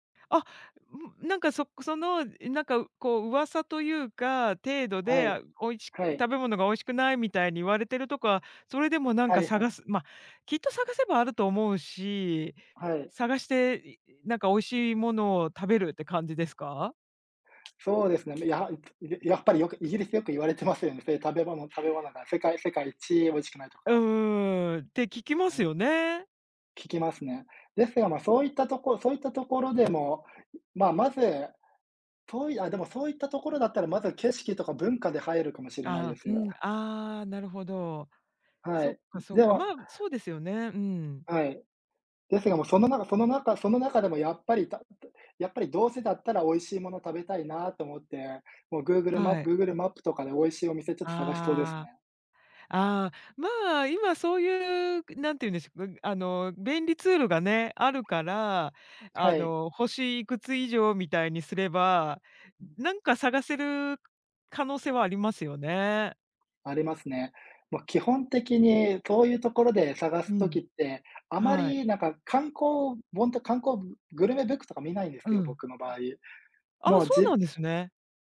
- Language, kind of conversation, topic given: Japanese, unstructured, 旅行に行くとき、何を一番楽しみにしていますか？
- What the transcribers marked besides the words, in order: tapping; other background noise; other noise